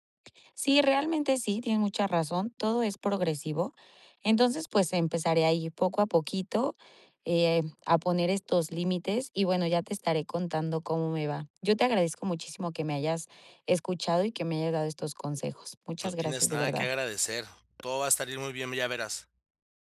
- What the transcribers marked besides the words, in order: none
- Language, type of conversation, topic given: Spanish, advice, ¿Cómo puedo establecer límites y prioridades después de una ruptura?
- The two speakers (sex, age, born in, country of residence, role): female, 30-34, Mexico, Mexico, user; male, 35-39, Mexico, Mexico, advisor